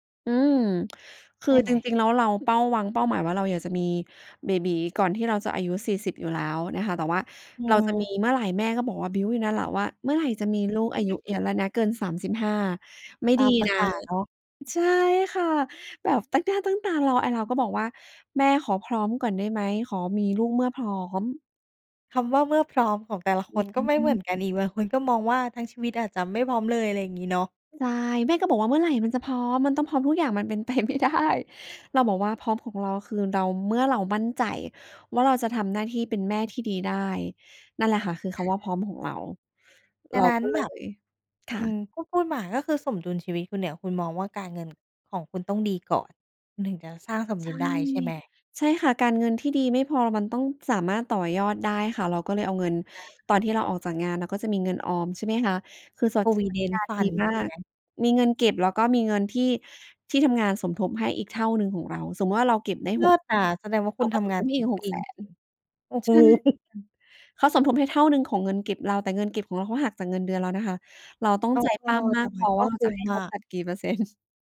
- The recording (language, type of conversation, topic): Thai, podcast, คุณมีวิธีหาความสมดุลระหว่างงานกับครอบครัวอย่างไร?
- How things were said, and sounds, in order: chuckle; laughing while speaking: "เป็นไปไม่ได้"; in English: "Provident Fund"; laughing while speaking: "เซ็นต์"